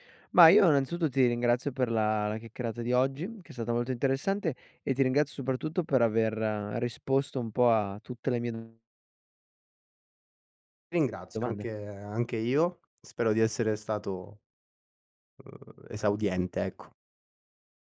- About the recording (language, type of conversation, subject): Italian, podcast, Quando perdi la motivazione, cosa fai per ripartire?
- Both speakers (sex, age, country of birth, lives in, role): male, 25-29, Italy, Italy, host; male, 25-29, Italy, Romania, guest
- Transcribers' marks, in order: "innanzitutto" said as "nanzitutto"; "chiacchierata" said as "chiaccherata"